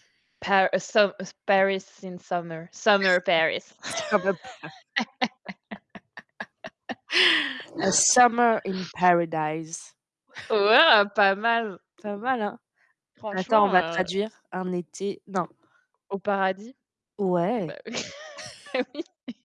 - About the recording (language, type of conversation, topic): French, unstructured, Qu’est-ce qui t’énerve le plus quand tu visites une ville touristique ?
- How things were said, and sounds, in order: put-on voice: "Paris some Paris in summer Summer Paris"; static; tapping; other background noise; unintelligible speech; laugh; put-on voice: "A summer in paradise"; laugh; chuckle; distorted speech; laughing while speaking: "B bah oui bah oui"; chuckle